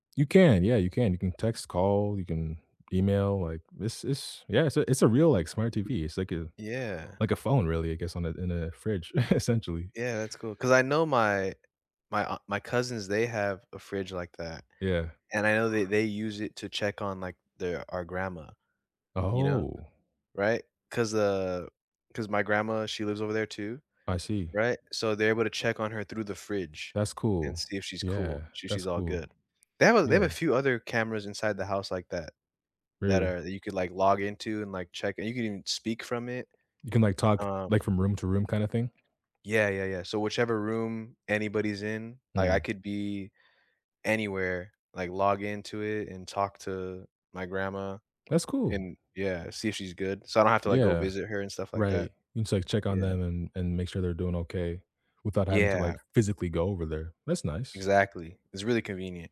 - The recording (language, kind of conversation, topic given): English, unstructured, Which smart home upgrades do you actually use, and how do you balance convenience with privacy and security?
- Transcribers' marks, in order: tapping; other background noise; chuckle; stressed: "physically"